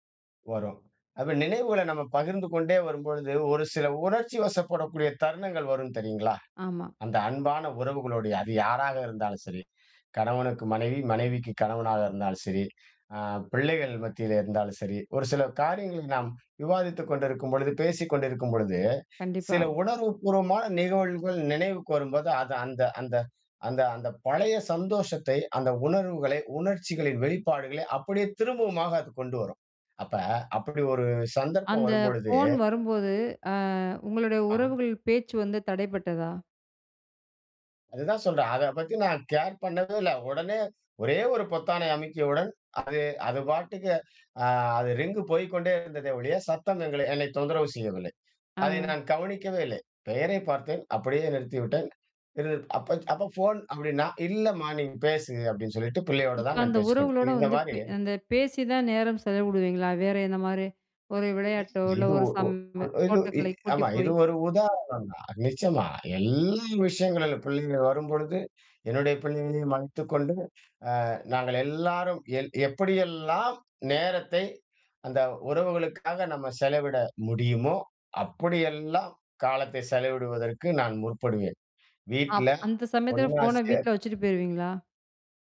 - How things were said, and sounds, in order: "நிகழ்வுகள்" said as "நிகவுழ்வுகள்"
- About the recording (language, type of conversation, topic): Tamil, podcast, அன்புள்ள உறவுகளுடன் நேரம் செலவிடும் போது கைபேசி இடைஞ்சலை எப்படித் தவிர்ப்பது?